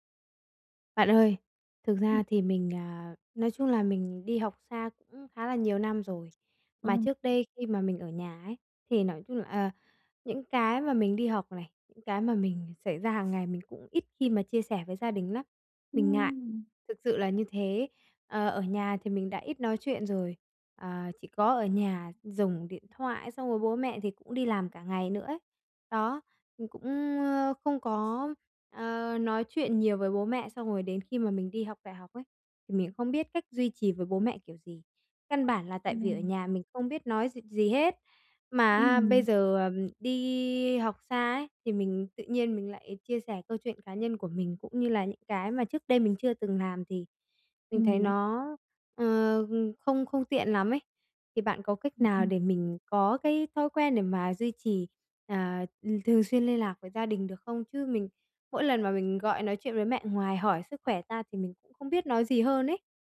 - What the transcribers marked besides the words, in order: tapping; other background noise; unintelligible speech
- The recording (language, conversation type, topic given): Vietnamese, advice, Làm thế nào để duy trì sự gắn kết với gia đình khi sống xa nhà?